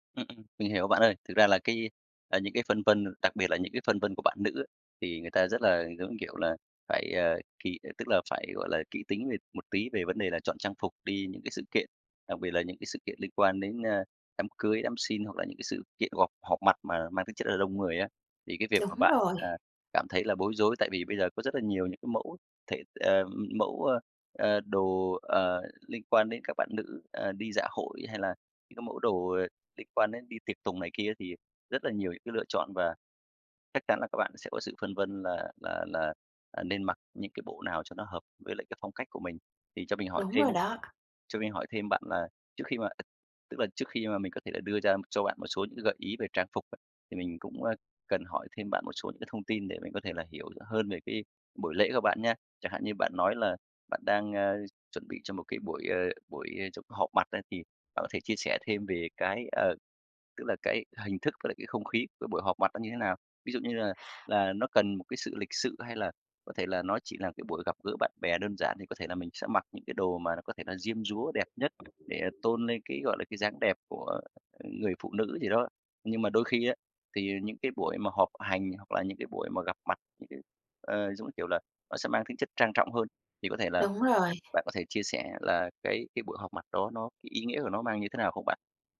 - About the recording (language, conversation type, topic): Vietnamese, advice, Bạn có thể giúp mình chọn trang phục phù hợp cho sự kiện sắp tới được không?
- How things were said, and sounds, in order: tapping; other noise; other background noise; unintelligible speech; unintelligible speech